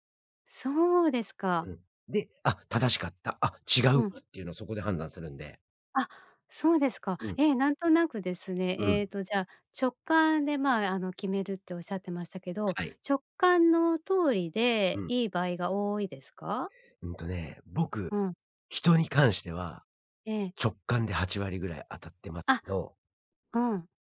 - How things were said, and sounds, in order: other background noise
- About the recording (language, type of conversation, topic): Japanese, podcast, 直感と理屈、普段どっちを優先する？